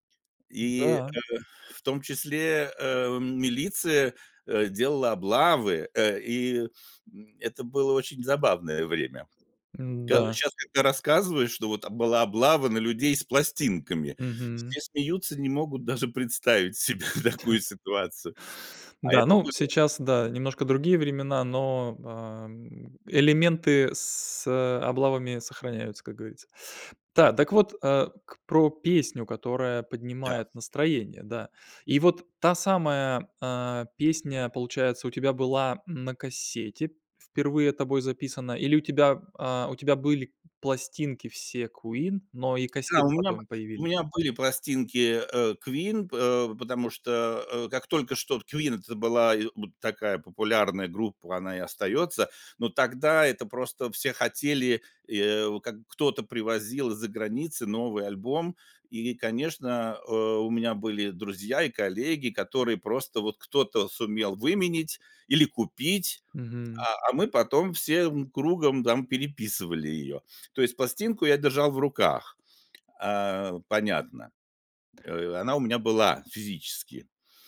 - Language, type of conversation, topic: Russian, podcast, Какая песня мгновенно поднимает тебе настроение?
- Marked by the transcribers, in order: other background noise; tapping; laughing while speaking: "себе"; chuckle